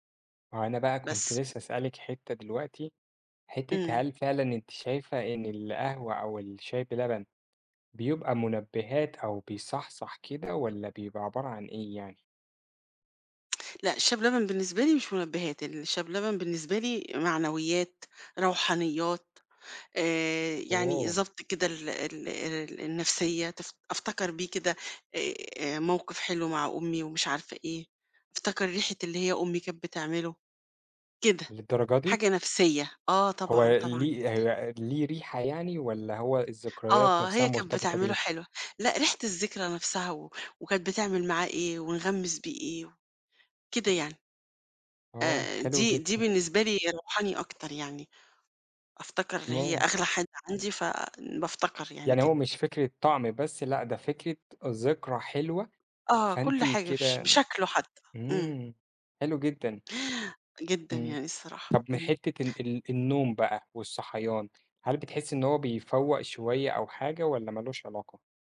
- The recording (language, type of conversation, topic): Arabic, podcast, قهوة ولا شاي الصبح؟ إيه السبب؟
- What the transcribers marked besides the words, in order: other background noise; tapping